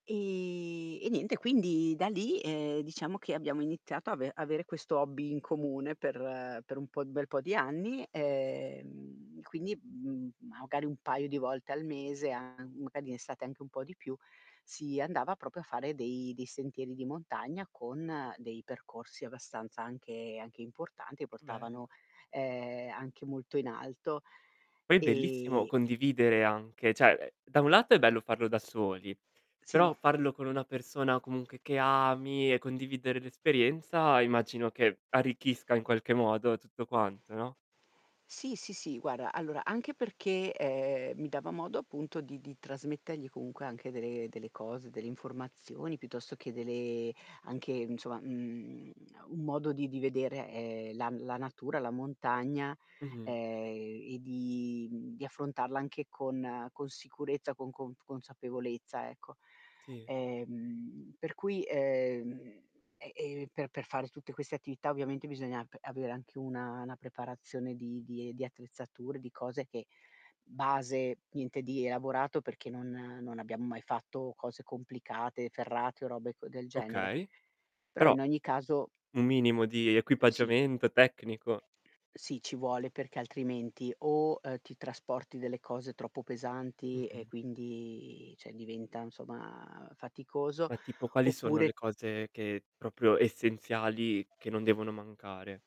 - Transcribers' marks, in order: drawn out: "per"; unintelligible speech; distorted speech; "estate" said as "esate"; "cioè" said as "ceh"; tapping; static; "guarda" said as "guara"; "trasmettergli" said as "trasmettegli"; drawn out: "dele"; "delle-" said as "dele"; "delle" said as "dele"; "una" said as "na"; drawn out: "quindi"; "cioè" said as "ceh"; drawn out: "nsomma"; "insomma" said as "nsomma"; "proprio" said as "propio"
- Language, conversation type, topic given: Italian, podcast, Qual è un ricordo vissuto in mezzo alla natura che ti ha segnato?